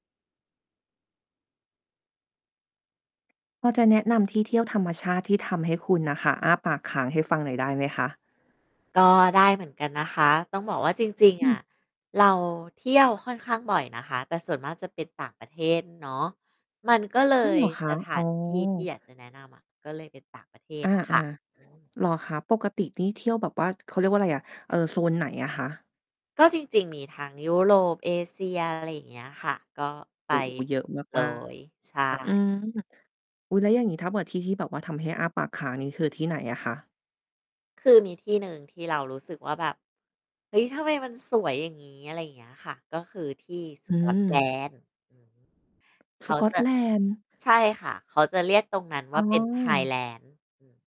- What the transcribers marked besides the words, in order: tapping; static; distorted speech; mechanical hum
- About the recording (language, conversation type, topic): Thai, podcast, คุณช่วยแนะนำสถานที่ท่องเที่ยวทางธรรมชาติที่ทำให้คุณอ้าปากค้างที่สุดหน่อยได้ไหม?